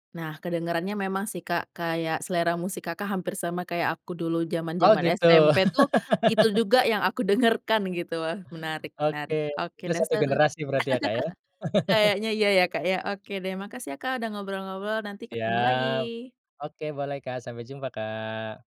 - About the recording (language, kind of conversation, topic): Indonesian, podcast, Bagaimana sebuah lagu bisa menjadi pengiring kisah hidupmu?
- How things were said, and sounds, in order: laugh; laugh; chuckle; tapping